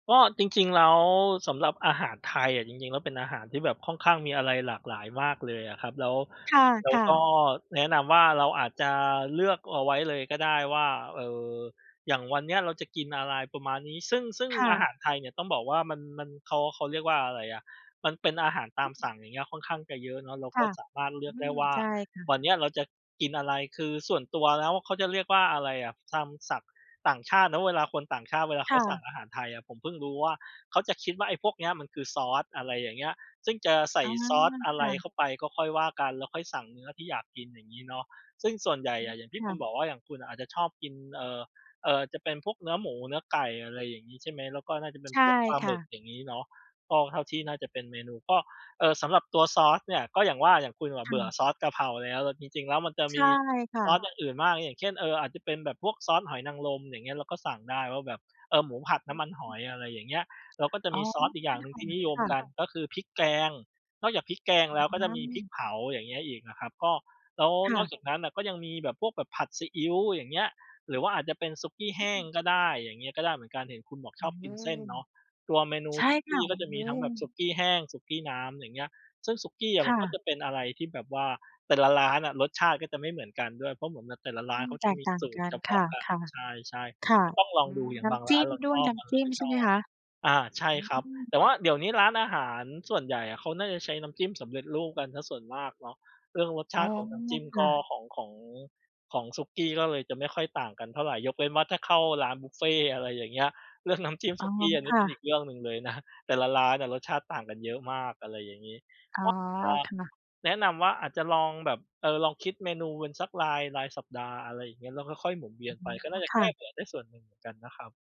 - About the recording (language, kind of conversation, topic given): Thai, advice, ทำอย่างไรให้มีเมนูอาหารที่หลากหลายขึ้นเมื่อเริ่มเบื่อเมนูเดิม ๆ?
- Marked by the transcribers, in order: other background noise; background speech; tapping; other noise